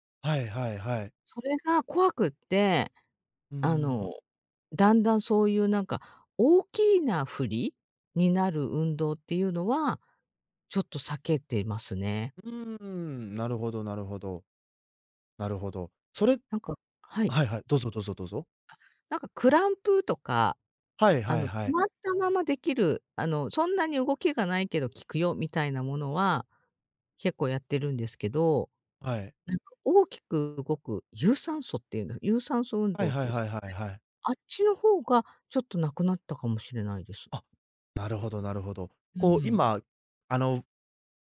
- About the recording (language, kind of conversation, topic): Japanese, advice, 筋力向上や体重減少が停滞しているのはなぜですか？
- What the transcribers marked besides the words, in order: other background noise; unintelligible speech